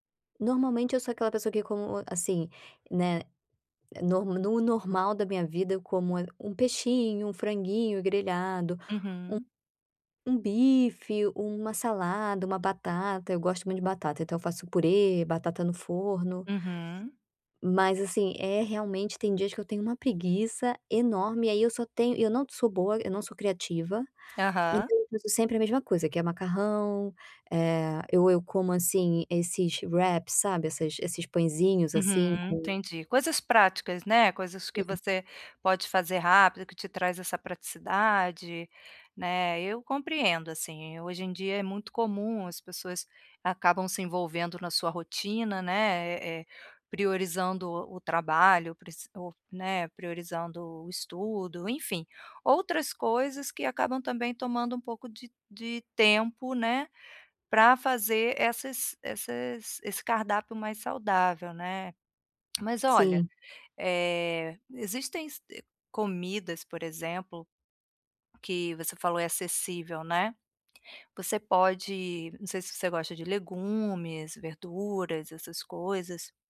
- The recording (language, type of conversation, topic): Portuguese, advice, Como posso comer de forma mais saudável sem gastar muito?
- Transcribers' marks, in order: other background noise; in English: "wraps"; tapping